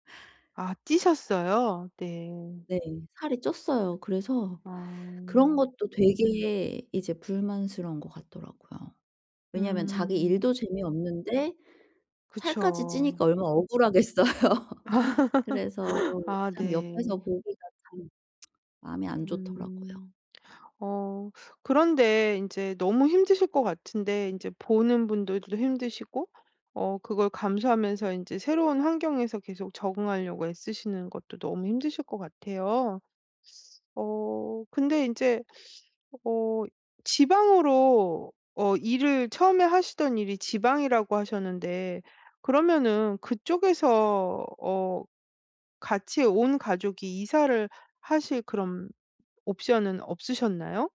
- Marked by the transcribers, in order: background speech; other background noise; laugh; laughing while speaking: "억울하겠어요"; tsk
- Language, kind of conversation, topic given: Korean, advice, 파트너의 불안과 걱정을 어떻게 하면 편안하게 덜어 줄 수 있을까요?
- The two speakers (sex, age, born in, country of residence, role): female, 40-44, South Korea, South Korea, user; female, 50-54, South Korea, Italy, advisor